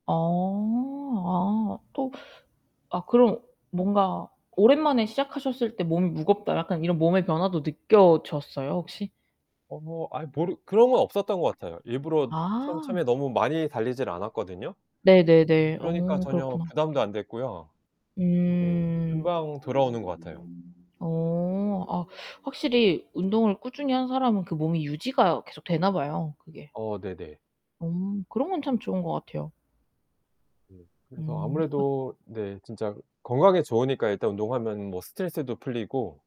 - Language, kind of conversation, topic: Korean, unstructured, 운동을 꾸준히 하려면 어떻게 해야 할까요?
- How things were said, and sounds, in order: drawn out: "어"; other background noise; other street noise; distorted speech